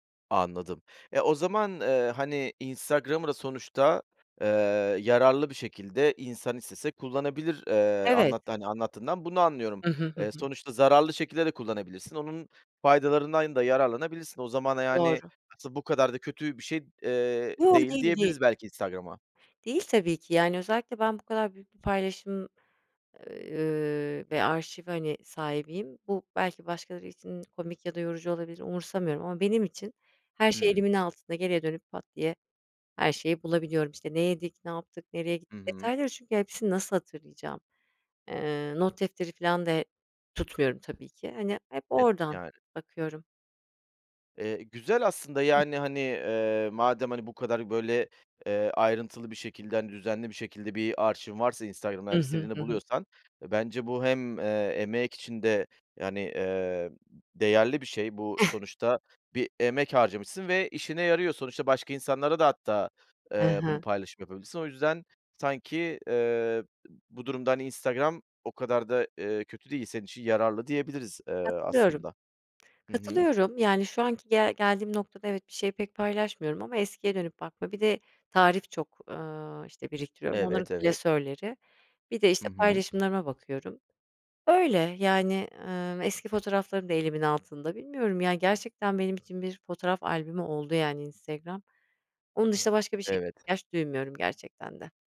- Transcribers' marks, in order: tapping; unintelligible speech; chuckle; other noise
- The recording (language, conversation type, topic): Turkish, podcast, Eski gönderileri silmeli miyiz yoksa saklamalı mıyız?